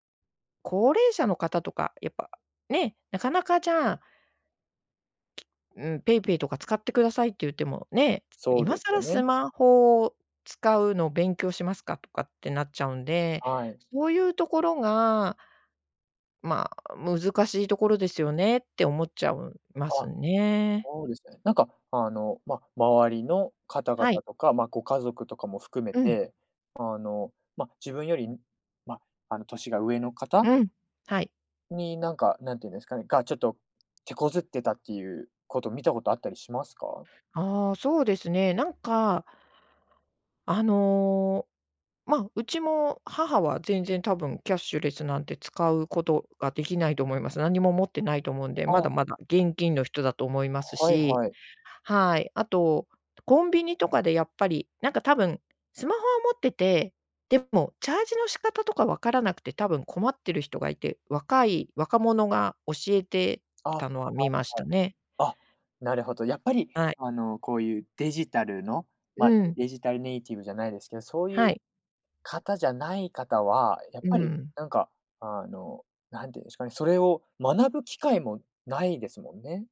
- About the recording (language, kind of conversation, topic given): Japanese, podcast, キャッシュレス化で日常はどのように変わりましたか？
- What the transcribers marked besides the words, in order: tapping; other background noise